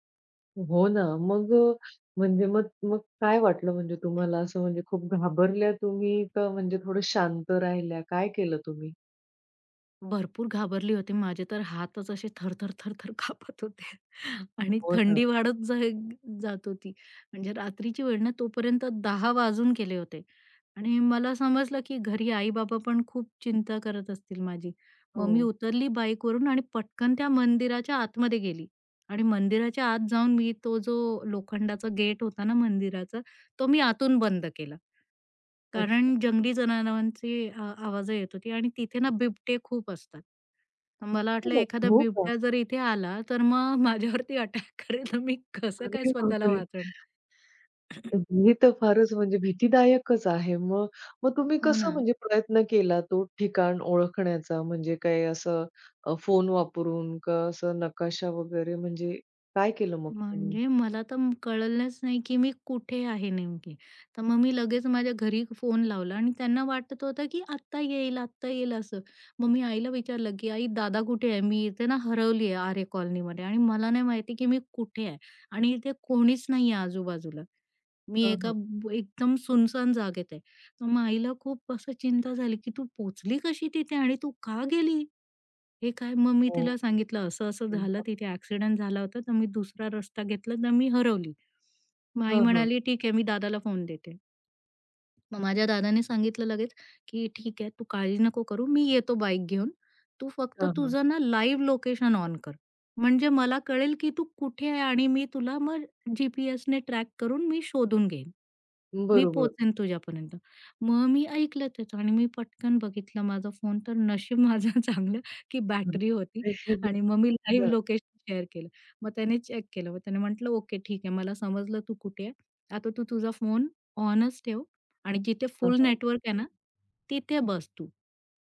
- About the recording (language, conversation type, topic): Marathi, podcast, रात्री वाट चुकल्यावर सुरक्षित राहण्यासाठी तू काय केलंस?
- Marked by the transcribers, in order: tapping; other background noise; laughing while speaking: "कापत होते"; "जनावरांची" said as "जननावांची"; laughing while speaking: "माझ्यावरती अटॅक करेल तर मी कसं काय स्वतःला वाचवेन"; surprised: "अरे बापरे!"; throat clearing; in English: "लाईव्ह लोकेशन ऑन"; laughing while speaking: "तर नशीब माझं चांगलं, की बॅटरी होती"; in English: "लाईव्ह लोकेशन शेअर"; in English: "चेक"